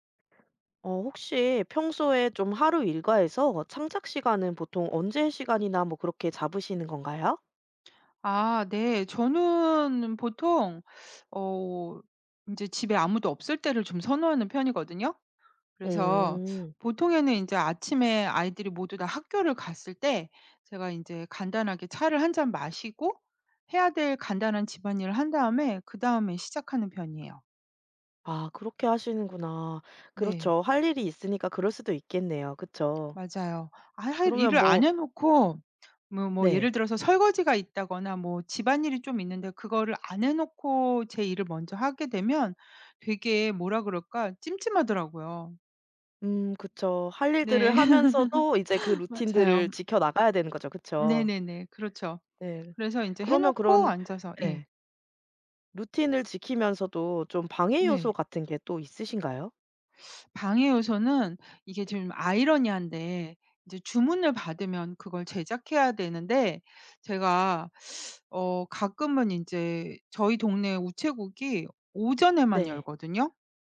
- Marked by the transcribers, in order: teeth sucking; tapping; laugh; teeth sucking; teeth sucking
- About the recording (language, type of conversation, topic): Korean, podcast, 창작 루틴은 보통 어떻게 짜시는 편인가요?